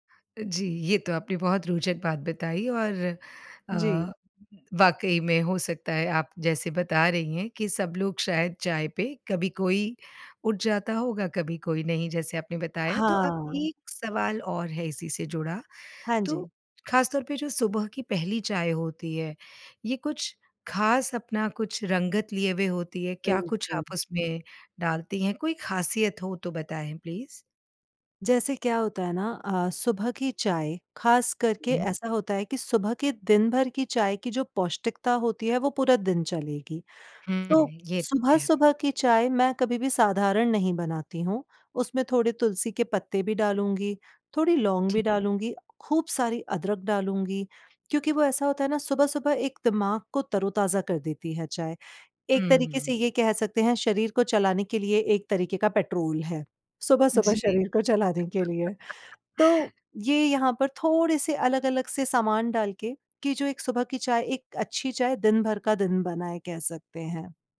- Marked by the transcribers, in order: in English: "प्लीज़?"; laugh
- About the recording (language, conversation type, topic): Hindi, podcast, घर पर चाय-नाश्ते का रूटीन आपका कैसा रहता है?